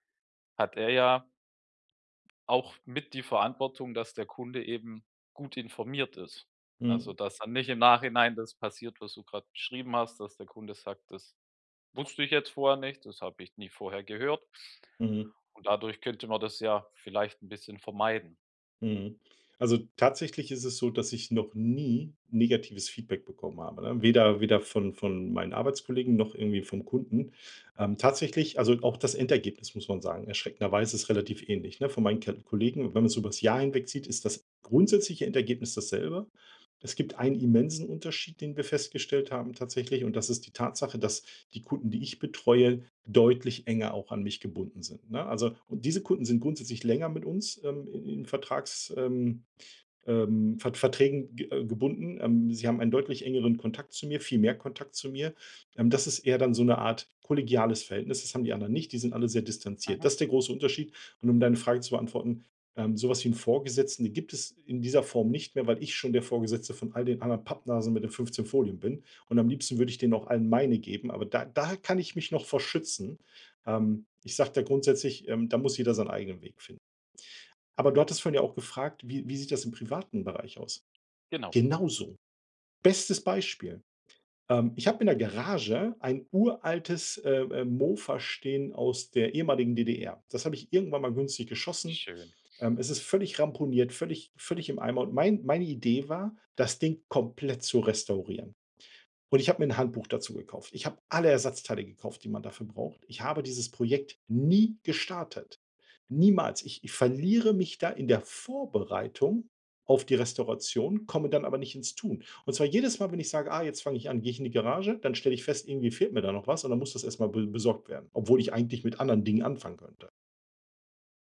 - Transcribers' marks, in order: none
- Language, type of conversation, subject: German, advice, Wie hindert mich mein Perfektionismus daran, mit meinem Projekt zu starten?